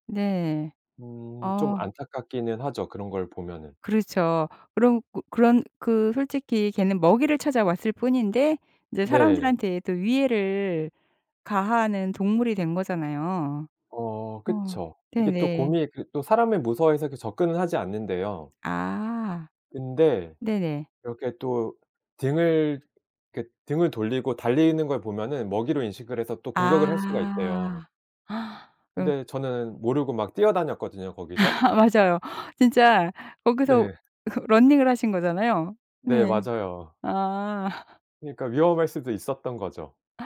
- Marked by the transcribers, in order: tapping; other background noise; gasp; laugh; laugh
- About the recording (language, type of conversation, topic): Korean, podcast, 자연이 위로가 됐던 순간을 들려주실래요?